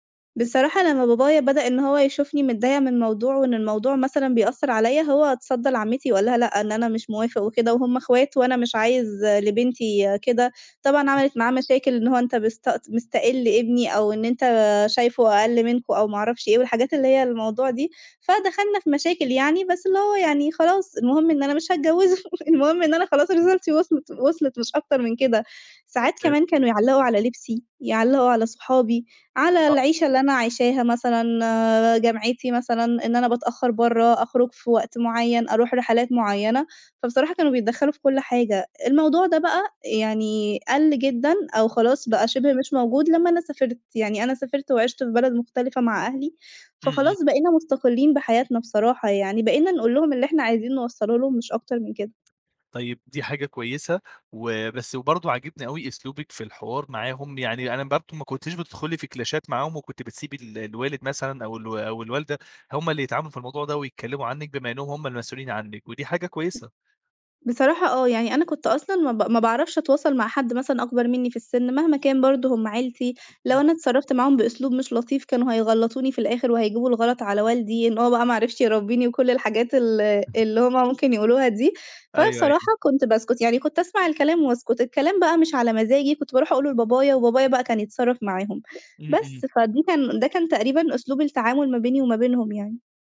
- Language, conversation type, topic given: Arabic, podcast, إزاي تحطّ حدود مع العيلة من غير ما حد يزعل؟
- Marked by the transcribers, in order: laughing while speaking: "هاتجوّزه"; other noise; unintelligible speech; tapping; in English: "كلاشات"; unintelligible speech